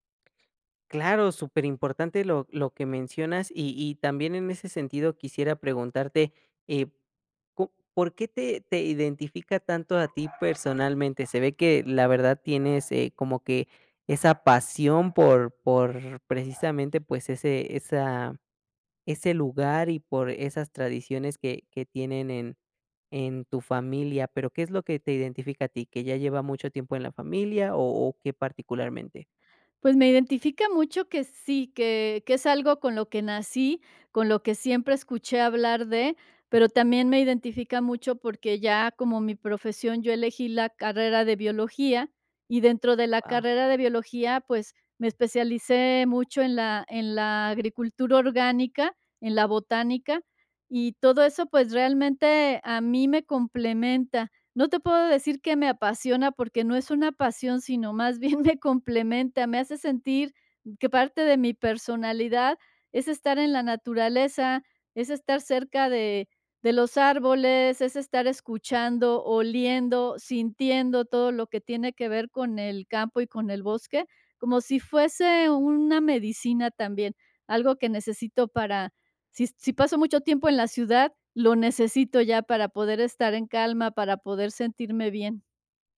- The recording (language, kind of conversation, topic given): Spanish, podcast, ¿Qué tradición familiar sientes que más te representa?
- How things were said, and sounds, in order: dog barking; laughing while speaking: "bien me"